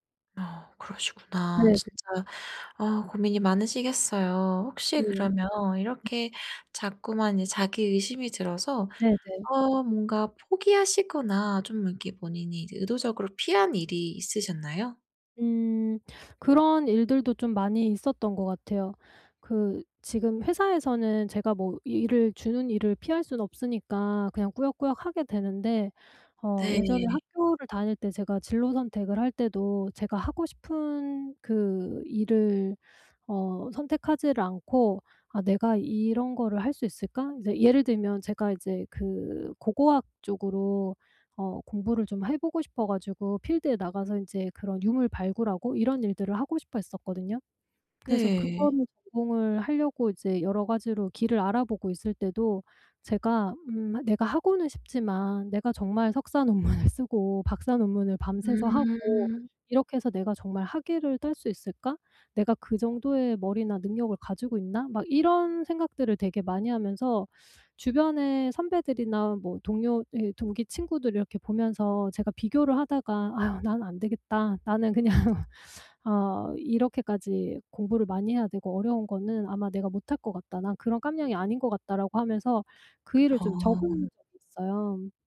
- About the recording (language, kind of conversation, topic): Korean, advice, 자신감 부족과 자기 의심을 어떻게 관리하면 좋을까요?
- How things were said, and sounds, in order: other background noise; tapping; laughing while speaking: "논물을"; laughing while speaking: "그냥"